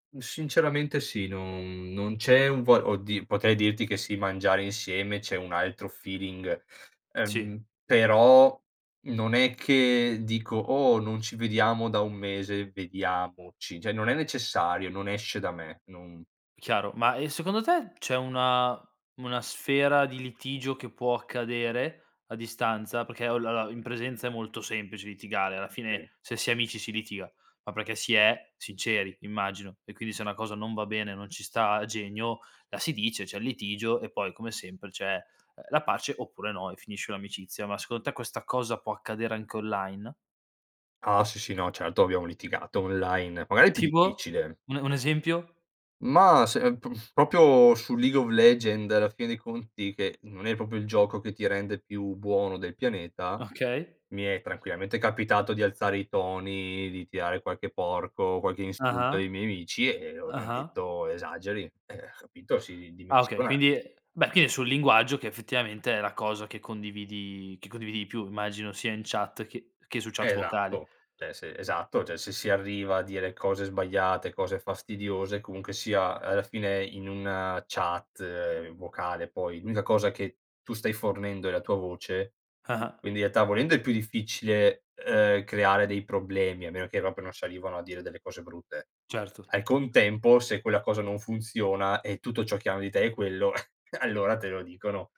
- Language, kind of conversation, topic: Italian, podcast, Quale hobby ti ha regalato amici o ricordi speciali?
- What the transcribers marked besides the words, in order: other background noise; in English: "feeling"; "Cioè" said as "ceh"; "Perché" said as "Pecchè"; lip trill; "proprio" said as "propio"; "proprio" said as "propio"; laughing while speaking: "Okay"; "quindi" said as "quini"; "cioè" said as "ceh"; "cioè" said as "ceh"; "realtà" said as "ealtà"; "proprio" said as "propio"; tapping; chuckle